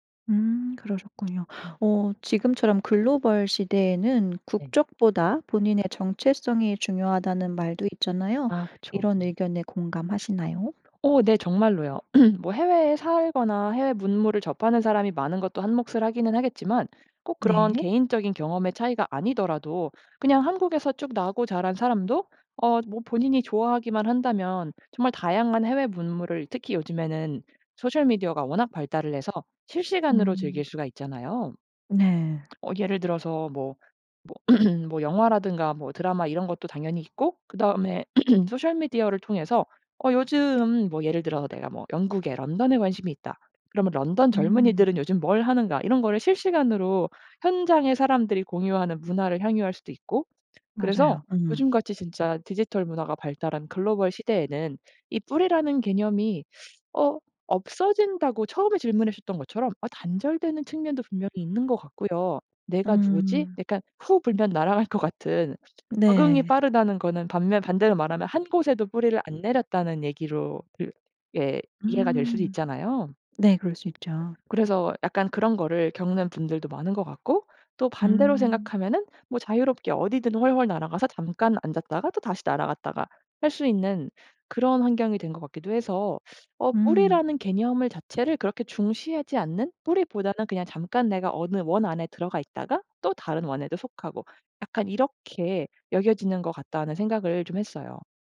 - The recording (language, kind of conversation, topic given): Korean, podcast, 세대에 따라 ‘뿌리’를 바라보는 관점은 어떻게 다른가요?
- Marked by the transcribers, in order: other background noise; throat clearing; throat clearing; throat clearing; tapping